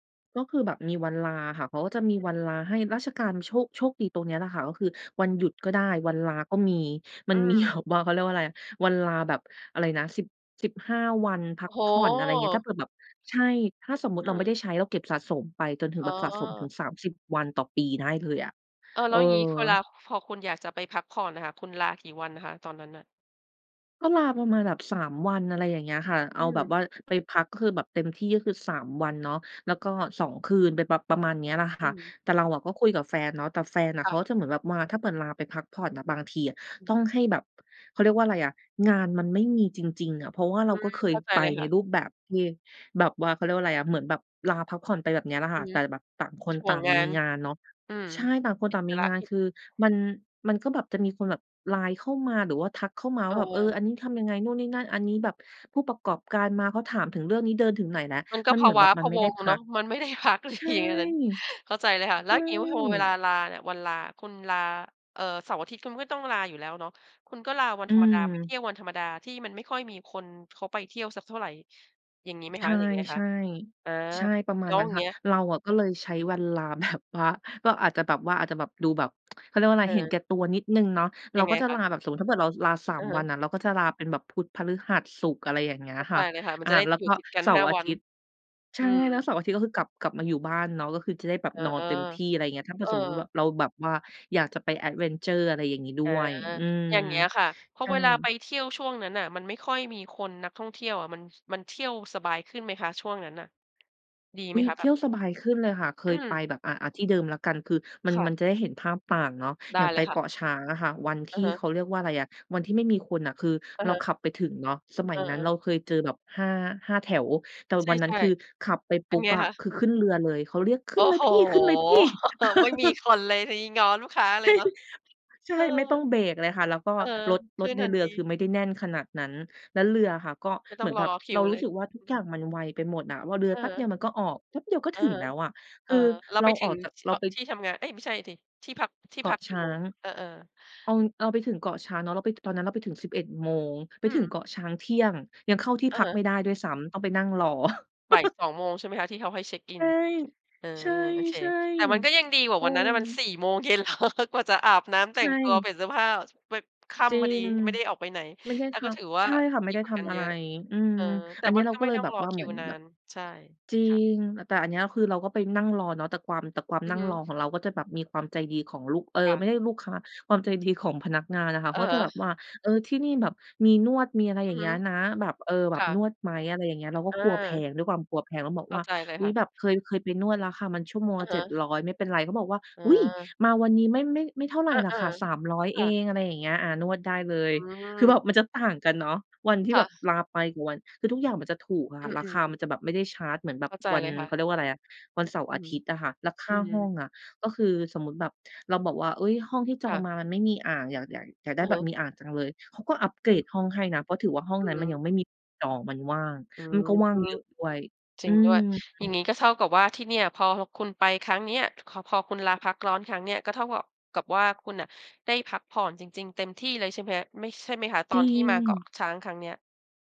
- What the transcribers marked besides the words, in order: other noise; laughing while speaking: "มีแบบว่า"; laughing while speaking: "ไม่ได้พักเลยอย่างงี้ ตอนนั้น"; laughing while speaking: "แบบว่า"; in English: "แอดเวนเชอร์"; laugh; laughing while speaking: "จริง"; laugh; laughing while speaking: "เหรอ"
- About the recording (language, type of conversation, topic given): Thai, podcast, การพักผ่อนแบบไหนช่วยให้คุณกลับมามีพลังอีกครั้ง?